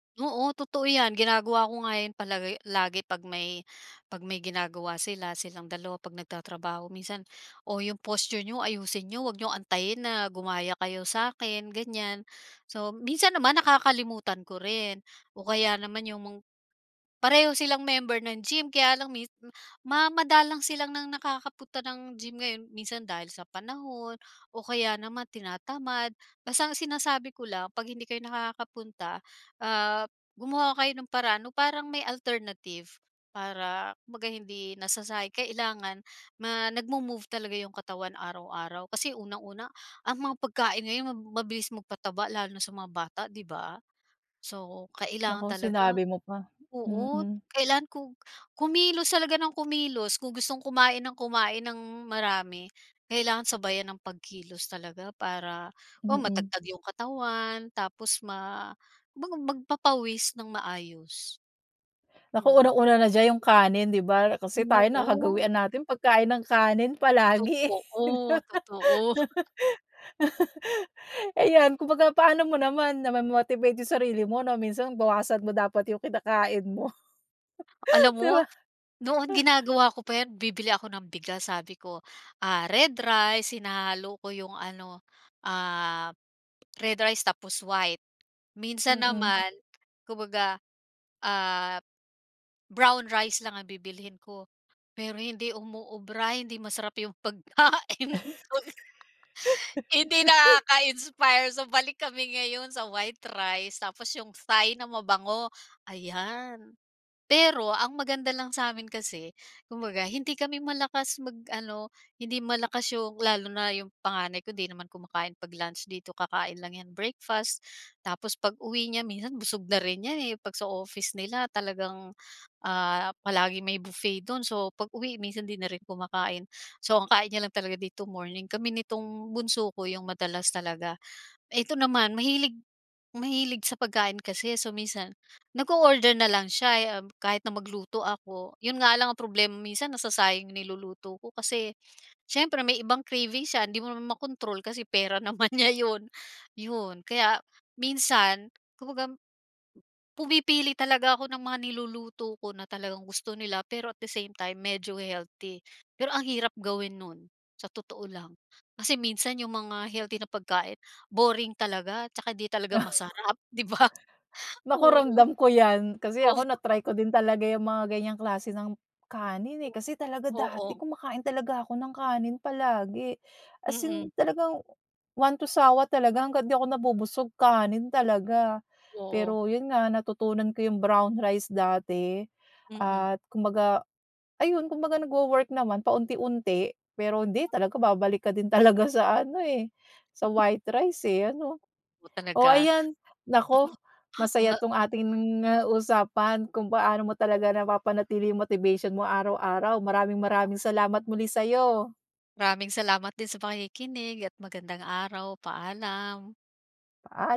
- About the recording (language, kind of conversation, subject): Filipino, podcast, Paano mo napapanatili ang araw-araw na gana, kahit sa maliliit na hakbang lang?
- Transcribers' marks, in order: "palagi" said as "palagay"; "nakakapunta" said as "nakakaputa"; tapping; "matatag" said as "matagtag"; "Oo" said as "ngoo"; laughing while speaking: "eh"; laugh; chuckle; laughing while speaking: "di ba?"; chuckle; laughing while speaking: "pagkain ko"; laugh; laughing while speaking: "niya 'yon"; chuckle; laughing while speaking: "'di ba?"; laughing while speaking: "talaga"; laugh; other noise; unintelligible speech; unintelligible speech